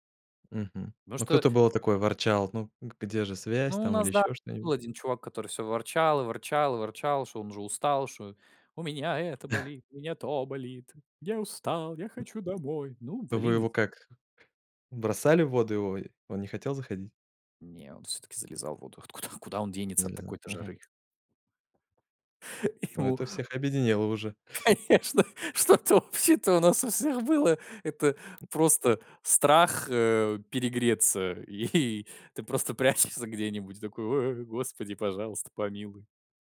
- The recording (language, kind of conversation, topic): Russian, podcast, Как путешествия по дикой природе меняют твоё мировоззрение?
- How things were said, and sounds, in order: put-on voice: "у меня это болит, у … я хочу домой"; chuckle; tapping; laughing while speaking: "Ему"; laughing while speaking: "конечно, что-то общее-то у нас у всех было"